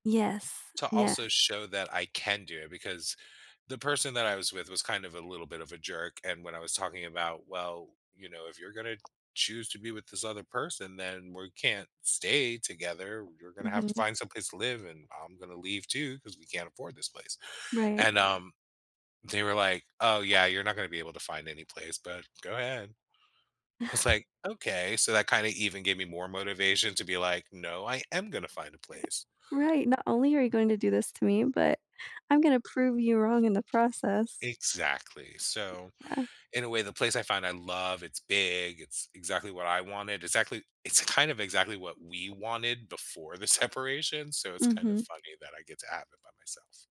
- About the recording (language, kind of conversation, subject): English, unstructured, What do you hope to achieve in the next five years?
- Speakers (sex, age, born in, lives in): female, 30-34, United States, United States; male, 50-54, United States, United States
- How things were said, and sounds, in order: tapping; chuckle; chuckle; other background noise; laughing while speaking: "separation"